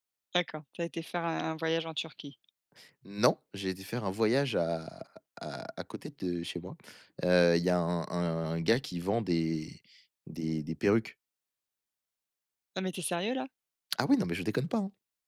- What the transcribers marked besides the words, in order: stressed: "Non"; tapping
- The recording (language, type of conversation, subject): French, unstructured, Seriez-vous prêt à vivre éternellement sans jamais connaître l’amour ?